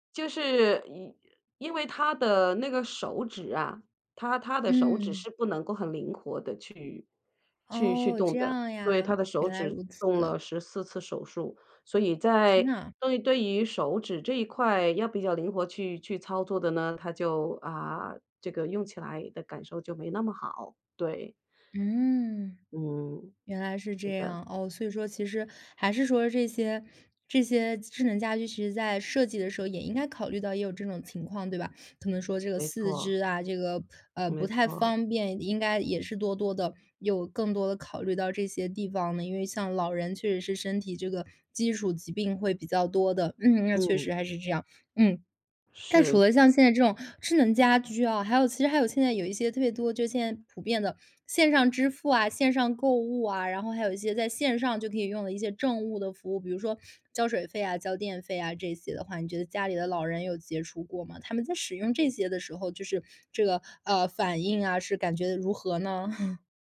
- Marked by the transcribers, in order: chuckle
- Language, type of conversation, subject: Chinese, podcast, 科技将如何改变老年人的生活质量？